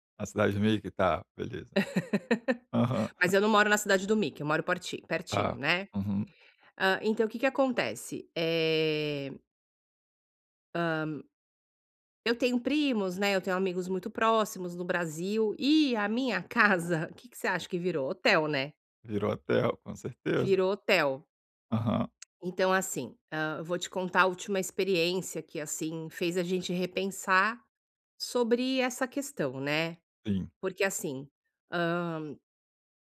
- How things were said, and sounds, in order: laugh; chuckle; tapping
- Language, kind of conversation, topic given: Portuguese, advice, Como posso estabelecer limites com familiares próximos sem magoá-los?